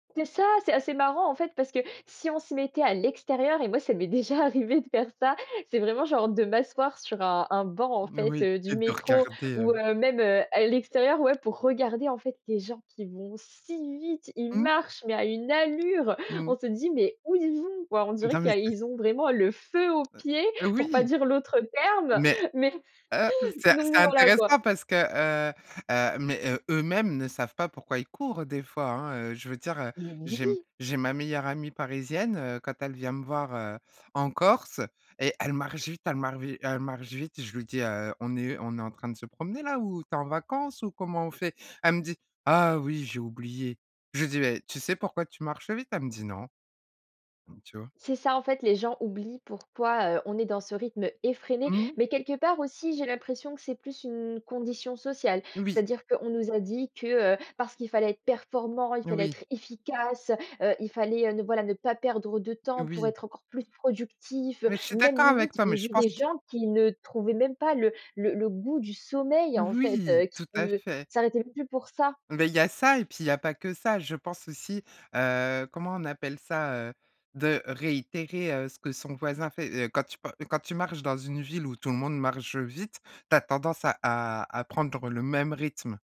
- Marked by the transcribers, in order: stressed: "C'est ça"; stressed: "si vite"; stressed: "allure"; stressed: "Oui"; stressed: "feu aux pieds"; stressed: "terme"; stressed: "performant"; stressed: "efficace"; tapping; stressed: "plus productif"; stressed: "sommeil"; "Oui" said as "Voui"; stressed: "ça"
- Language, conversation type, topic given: French, podcast, Pourquoi est-il important de ralentir quand on est dehors ?